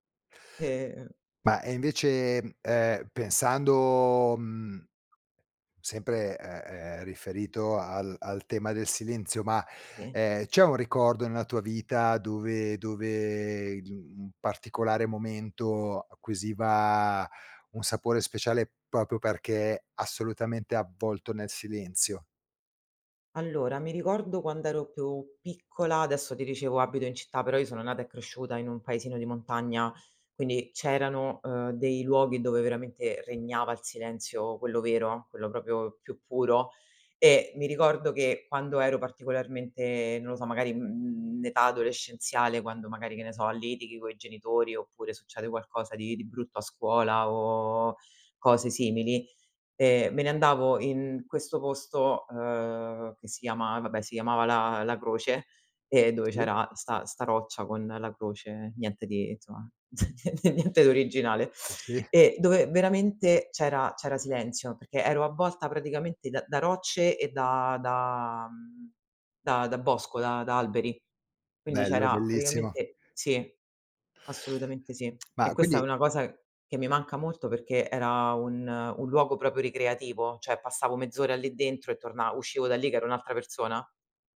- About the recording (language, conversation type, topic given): Italian, podcast, Che ruolo ha il silenzio nella tua creatività?
- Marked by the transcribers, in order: other background noise; "proprio" said as "propio"; "proprio" said as "propio"; chuckle; laughing while speaking: "nie niente di originale"; "proprio" said as "propio"; "cioè" said as "ceh"